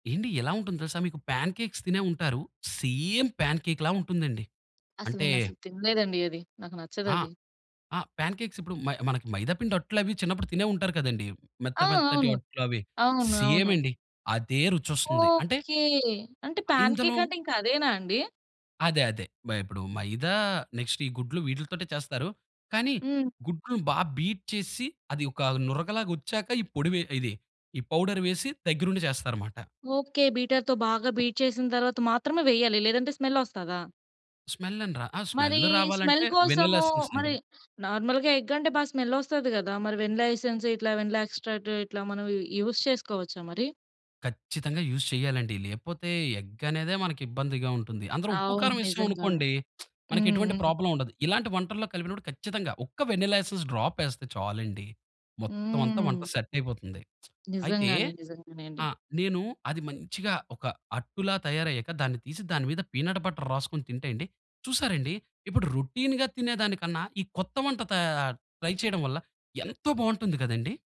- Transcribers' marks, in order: in English: "పాన్‌కేక్స్"; in English: "సేమ్ పాన్‌కేక్‌లా"; in English: "ప్యాన్‌కేక్స్"; in English: "సేమ్"; in English: "ప్యాన్‌కేక్"; "ఇందులో" said as "ఇందలోం"; in English: "బీట్"; in English: "పౌడర్"; tapping; in English: "బీటర్‌తో"; in English: "బీట్"; in English: "స్మెల్"; in English: "స్మెల్"; in English: "స్మెల్"; in English: "స్మెల్"; in English: "నార్మల్‌గా ఎగ్"; in English: "ఎసన్స్"; in English: "వెనిలా ఎసెన్స్"; in English: "వెనిలా ఎక్స్‌ట్రాక్ట్"; in English: "యూజ్"; in English: "యూజ్"; lip smack; in English: "ప్రాబ్లమ్"; in English: "వెనిలా ఎసెస్ డ్రాప్"; lip smack; in English: "పీనట్ బటర్"; in English: "రొటీన్‌గా"; in English: "ట్రై"
- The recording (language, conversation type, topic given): Telugu, podcast, కొత్త వంటకాలు నేర్చుకోవడం ఎలా మొదలుపెడతారు?